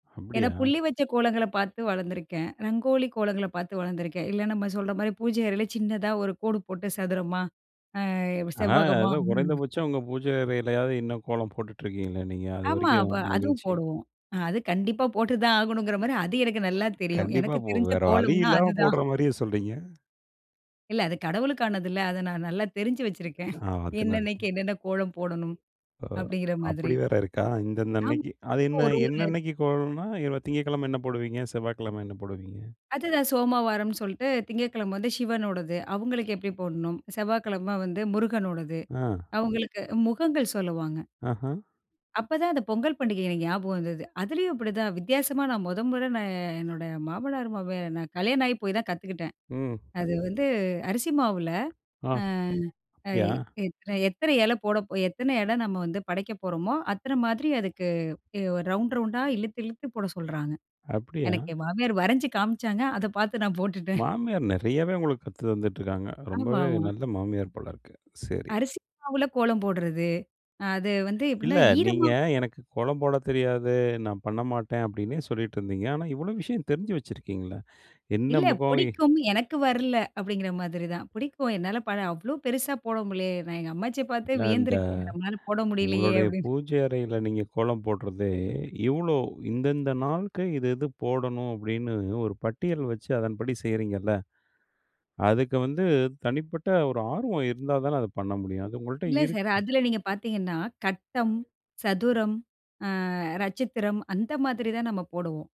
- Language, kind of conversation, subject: Tamil, podcast, கோலம் வரையுவது உங்கள் வீட்டில் எப்படி வழக்கமாக இருக்கிறது?
- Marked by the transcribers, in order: other background noise; other noise; unintelligible speech; unintelligible speech; unintelligible speech